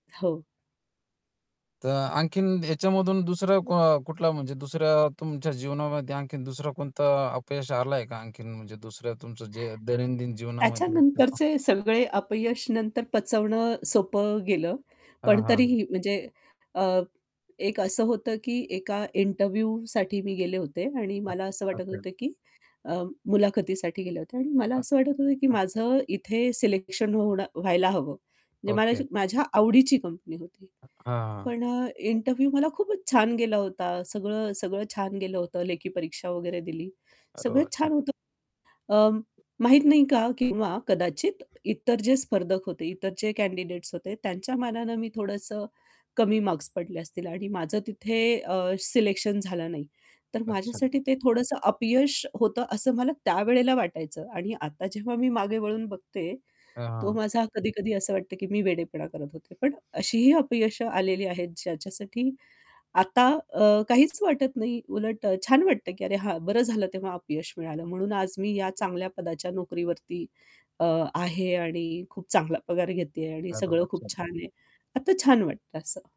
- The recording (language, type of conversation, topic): Marathi, podcast, अपयशातून तुम्हाला कोणती महत्त्वाची शिकवण मिळाली?
- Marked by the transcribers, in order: static; tapping; distorted speech; in English: "इंटरव्ह्यूसाठी"; unintelligible speech; other background noise; in English: "इंटरव्ह्यू"; in English: "कँडिडेट्स"; in English: "मार्क्स"; unintelligible speech